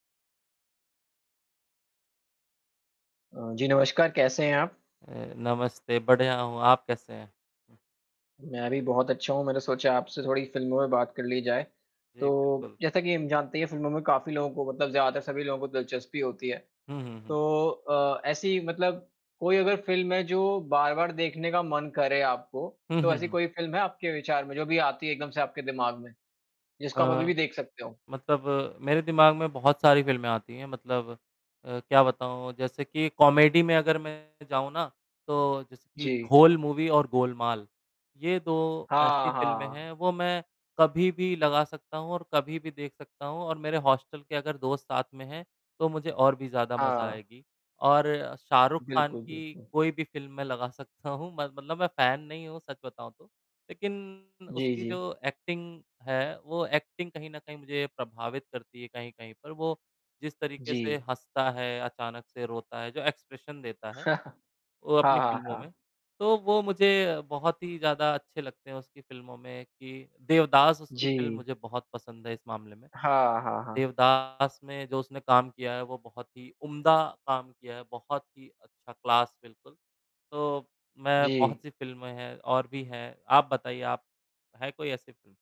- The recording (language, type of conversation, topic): Hindi, unstructured, कौन-सी फिल्म आपको बार-बार देखने का मन करता है?
- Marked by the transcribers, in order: static; distorted speech; in English: "कॉमेडी"; in English: "मूवी"; tapping; laughing while speaking: "सकता हूँ"; in English: "एक्टिंग"; in English: "एक्टिंग"; in English: "एक्सप्रेशन"; chuckle; in English: "क्लास"